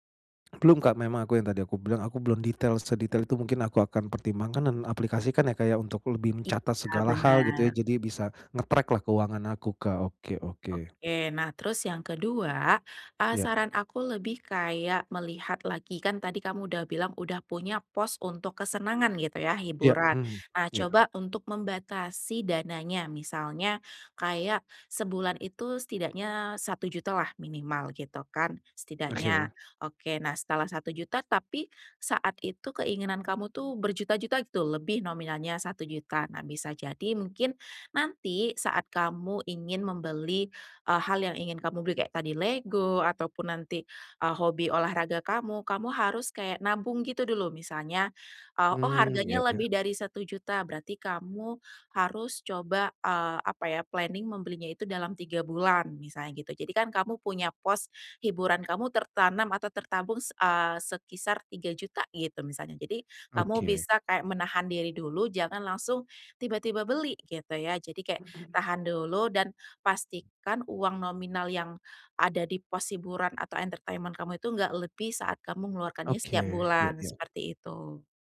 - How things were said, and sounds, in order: other background noise; in English: "nge-track"; in English: "planning"; in English: "entertainment"
- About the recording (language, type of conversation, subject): Indonesian, advice, Bagaimana cara membatasi belanja impulsif tanpa mengurangi kualitas hidup?